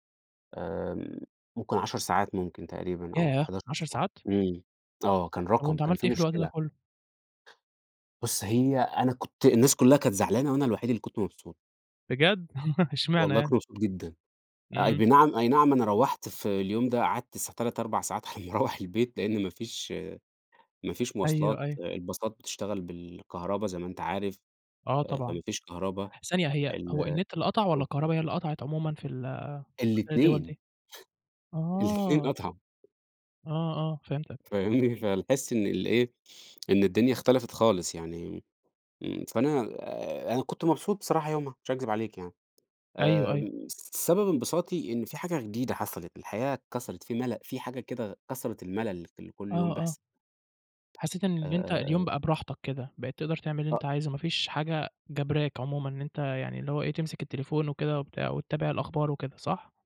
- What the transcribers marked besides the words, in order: chuckle; tapping
- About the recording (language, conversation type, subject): Arabic, podcast, تحب تعيش يوم كامل من غير إنترنت؟ ليه أو ليه لأ؟